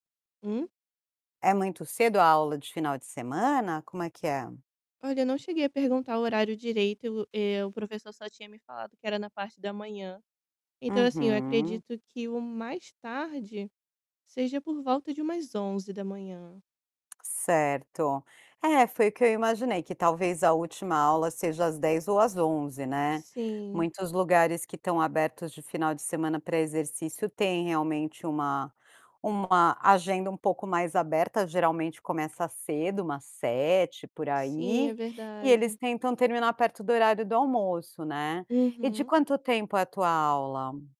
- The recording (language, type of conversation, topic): Portuguese, advice, Como posso retomar um hobby e transformá-lo em uma prática regular?
- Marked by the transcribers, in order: static; distorted speech